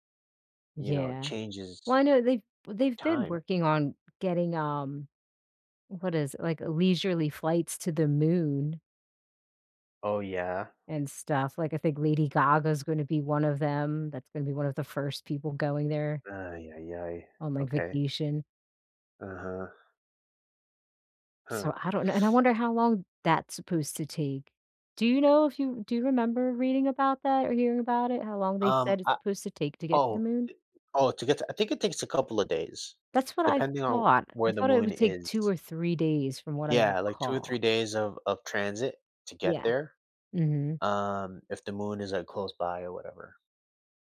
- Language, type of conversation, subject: English, unstructured, How will technology change the way we travel in the future?
- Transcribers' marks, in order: in Spanish: "Ay, ay, ay"